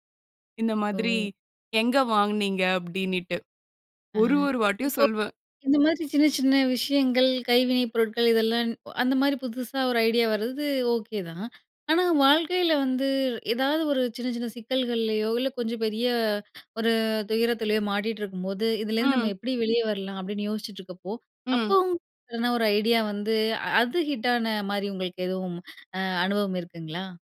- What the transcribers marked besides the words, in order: background speech; drawn out: "வந்து"; drawn out: "பெரிய"
- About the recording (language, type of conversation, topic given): Tamil, podcast, ஒரு புதிய யோசனை மனதில் தோன்றினால் முதலில் நீங்கள் என்ன செய்வீர்கள்?